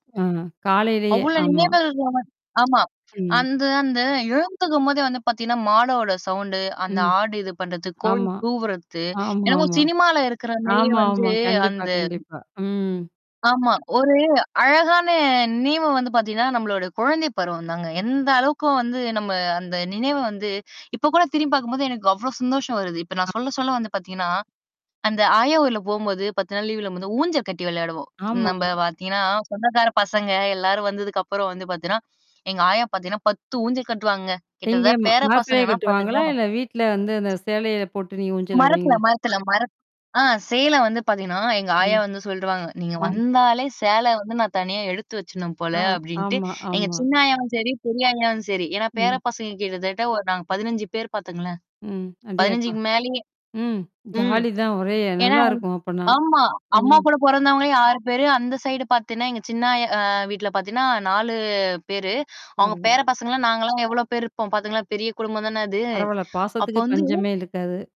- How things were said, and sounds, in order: other background noise; distorted speech; "மாதிரியே" said as "மெரியே"; tapping; other noise; drawn out: "ஆமா"; mechanical hum; background speech; static; "அப்படினா" said as "அப்பனா"; in English: "சைடு"
- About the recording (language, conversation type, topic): Tamil, podcast, உங்களுக்கு மனதில் நீண்டநாள் நிலைத்து நிற்கும் அமைதியான நினைவு எது?